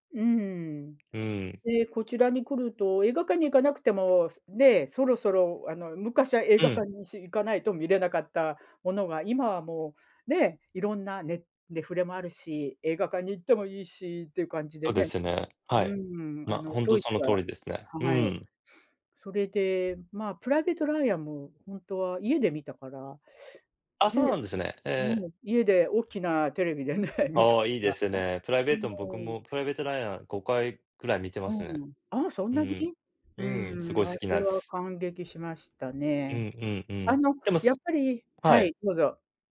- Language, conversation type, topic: Japanese, unstructured, 映画を観て泣いたことはありますか？それはどんな場面でしたか？
- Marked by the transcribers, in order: tapping; laughing while speaking: "テレビでね、見たから"